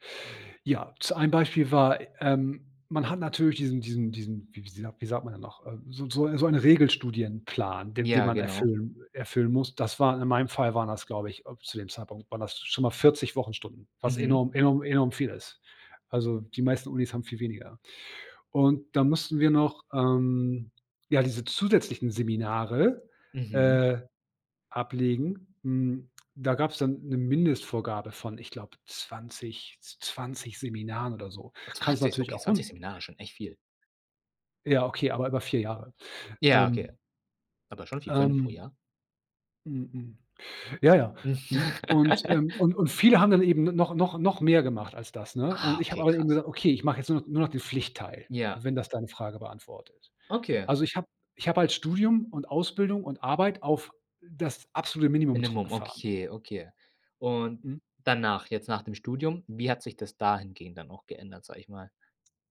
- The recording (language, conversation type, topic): German, podcast, Welche Erfahrung hat deine Prioritäten zwischen Arbeit und Leben verändert?
- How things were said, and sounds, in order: laugh